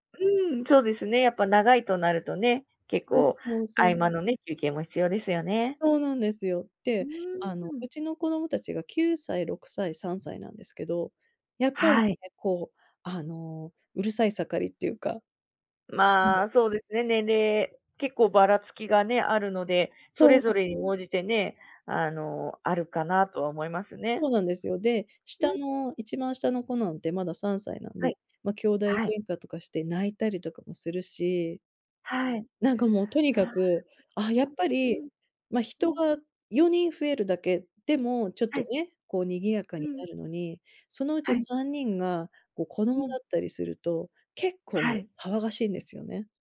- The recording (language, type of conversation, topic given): Japanese, advice, 旅行中に不安やストレスを感じたとき、どうすれば落ち着けますか？
- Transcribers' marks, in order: other noise